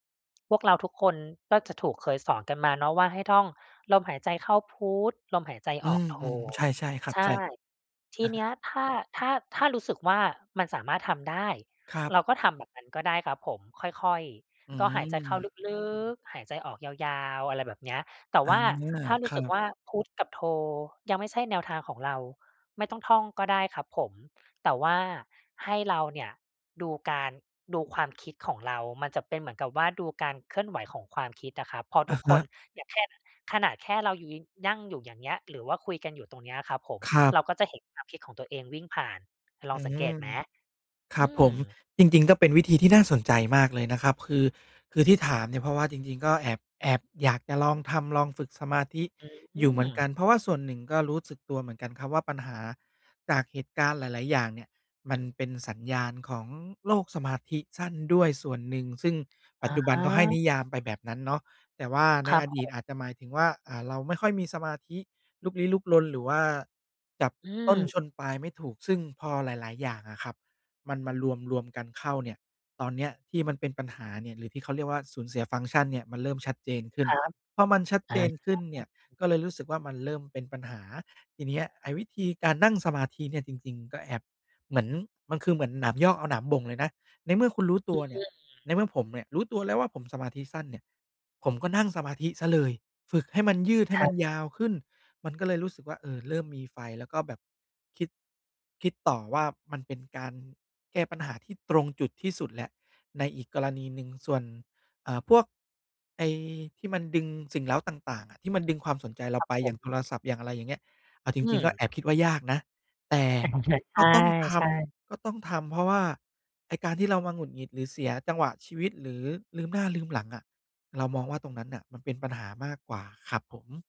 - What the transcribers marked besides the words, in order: tapping; other background noise; chuckle
- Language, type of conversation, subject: Thai, advice, ทำไมฉันถึงอยู่กับปัจจุบันไม่ได้และเผลอเหม่อคิดเรื่องอื่นตลอดเวลา?